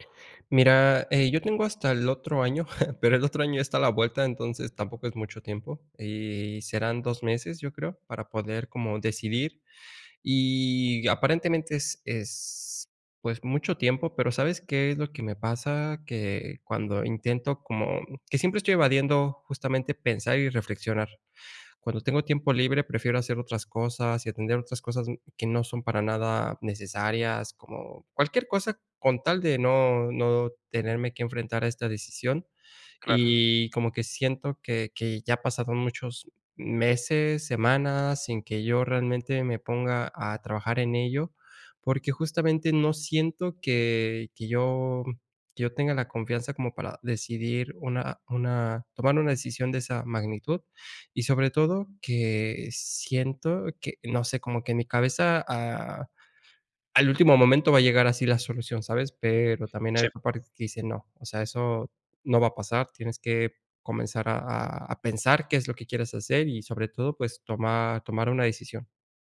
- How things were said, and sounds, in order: chuckle
- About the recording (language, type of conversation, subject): Spanish, advice, ¿Cómo puedo tomar decisiones importantes con más seguridad en mí mismo?